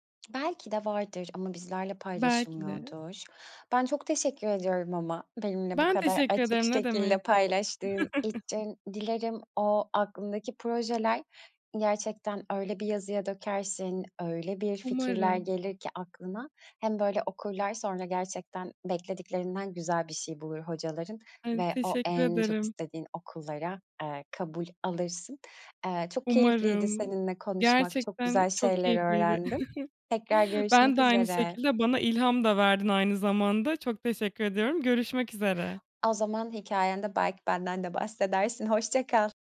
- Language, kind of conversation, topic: Turkish, podcast, Disiplin ile ilham arasında nasıl bir denge kuruyorsun?
- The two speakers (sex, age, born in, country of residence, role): female, 20-24, Turkey, Germany, guest; female, 35-39, Turkey, Greece, host
- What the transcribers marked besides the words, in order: other background noise; chuckle; chuckle